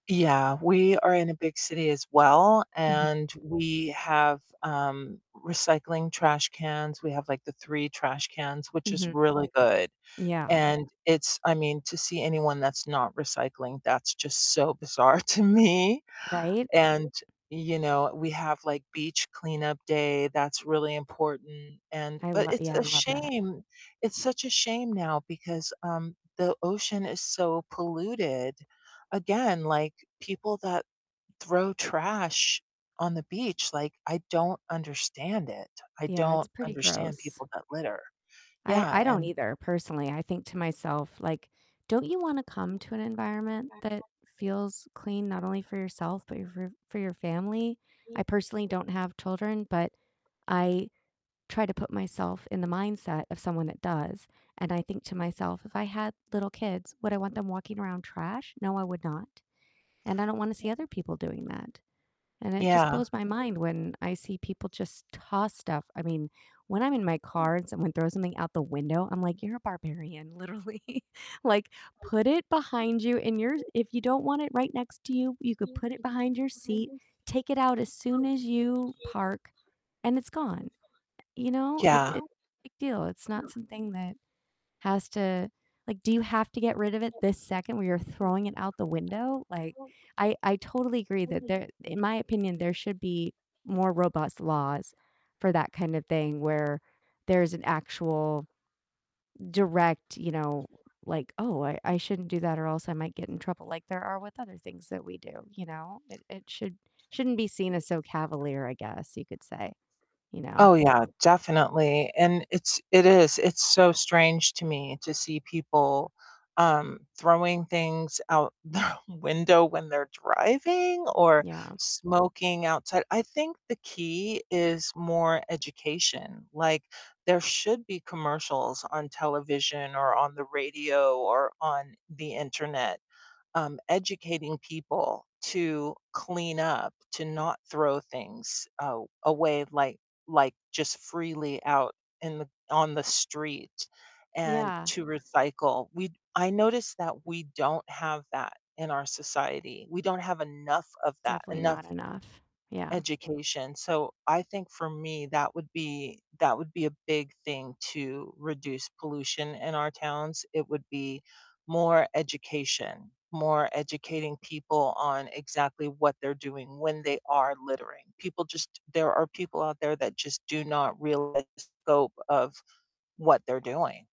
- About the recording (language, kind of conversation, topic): English, unstructured, How can we reduce pollution in our towns?
- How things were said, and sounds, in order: distorted speech; other background noise; tapping; laughing while speaking: "to me"; background speech; laughing while speaking: "literally"; static; laughing while speaking: "their"